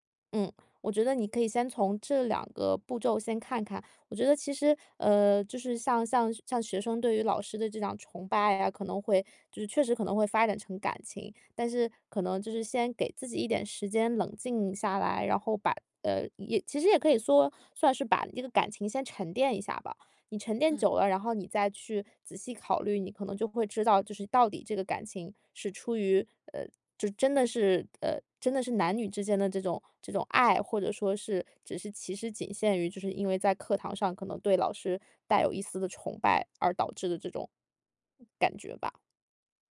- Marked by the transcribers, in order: other background noise
- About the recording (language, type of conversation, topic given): Chinese, advice, 我很害怕別人怎麼看我，該怎麼面對這種恐懼？
- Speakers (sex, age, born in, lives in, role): female, 30-34, China, United States, advisor; female, 35-39, China, Italy, user